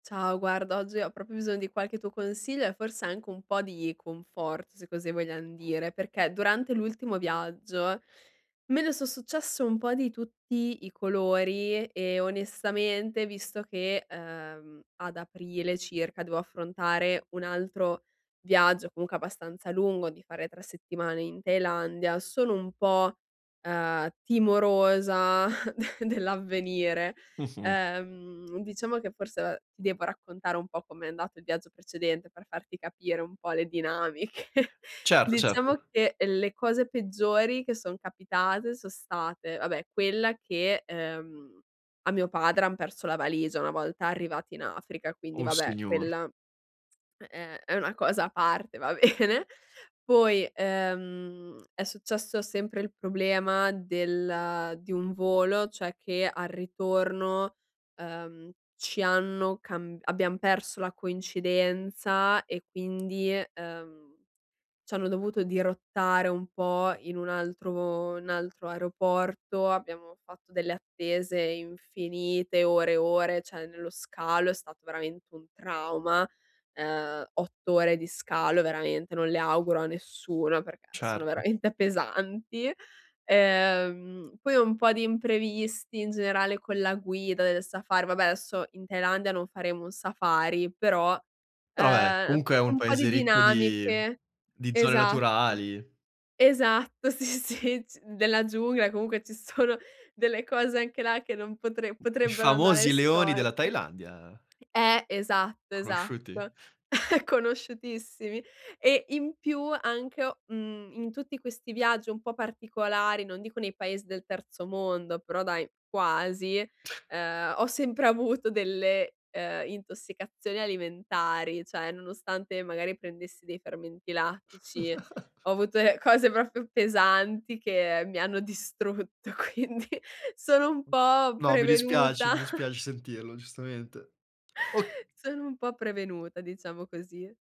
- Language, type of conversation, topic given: Italian, advice, Come posso gestire l’ansia e gli imprevisti quando viaggio o sono in vacanza?
- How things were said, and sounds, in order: other background noise; chuckle; laughing while speaking: "dinamiche"; tapping; laughing while speaking: "va bene"; "cioè" said as "ceh"; "adesso" said as "aesso"; laughing while speaking: "sì, sì"; other noise; chuckle; chuckle; chuckle; laughing while speaking: "distrutto, quindi"; chuckle